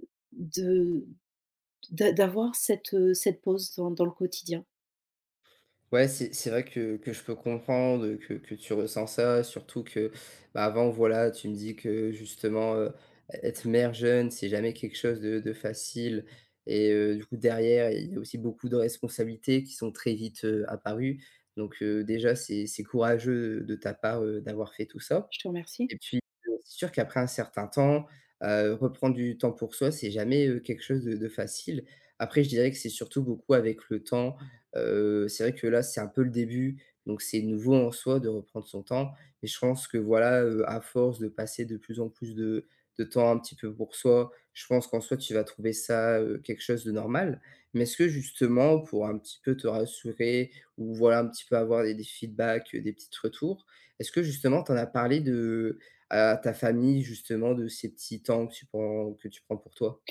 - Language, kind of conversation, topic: French, advice, Pourquoi est-ce que je me sens coupable quand je prends du temps pour moi ?
- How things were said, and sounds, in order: none